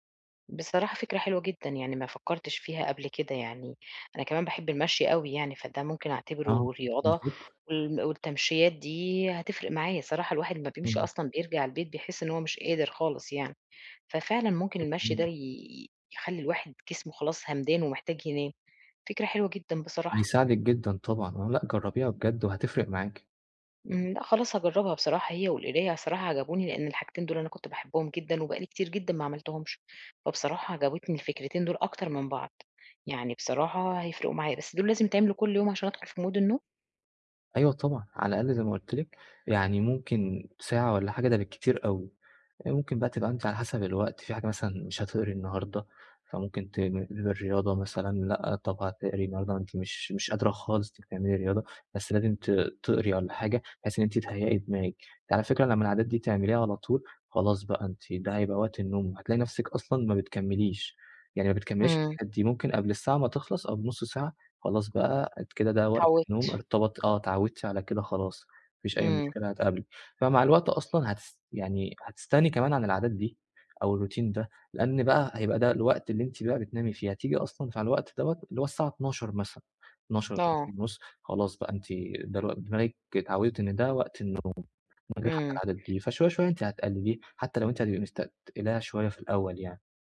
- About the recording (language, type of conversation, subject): Arabic, advice, إزاي أنظم عاداتي قبل النوم عشان يبقى عندي روتين نوم ثابت؟
- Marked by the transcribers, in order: in English: "Mood"; in English: "الRoutine"; unintelligible speech